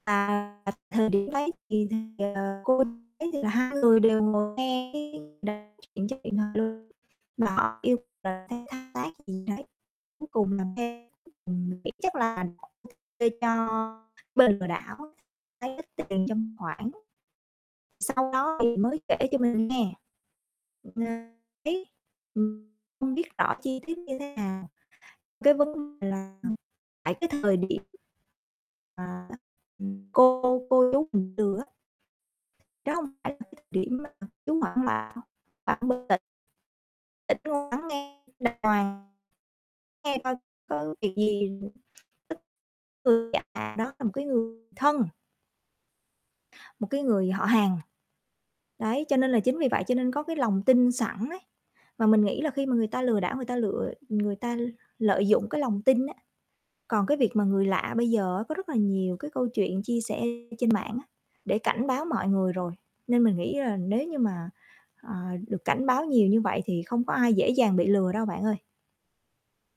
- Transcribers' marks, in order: distorted speech; unintelligible speech; unintelligible speech; unintelligible speech; static; other background noise; mechanical hum; unintelligible speech; unintelligible speech
- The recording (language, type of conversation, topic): Vietnamese, podcast, Bạn đã từng xử lý một vụ lừa đảo trực tuyến như thế nào?